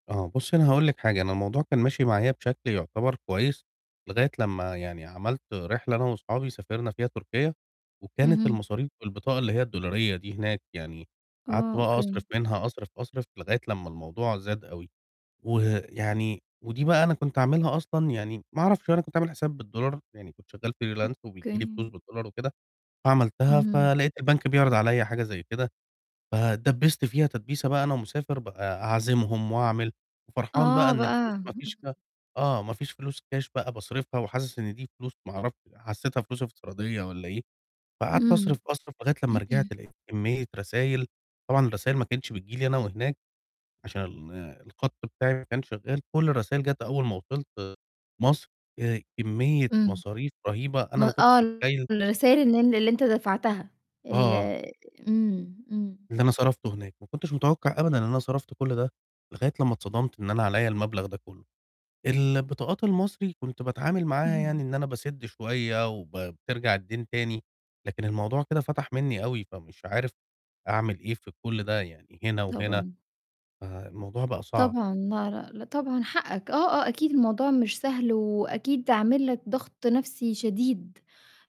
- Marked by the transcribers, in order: in English: "freelance"; distorted speech; throat clearing; tapping; other noise
- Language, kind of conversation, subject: Arabic, advice, إزاي أقدر أسيطر على ديون بطاقات الائتمان اللي متراكمة عليّا؟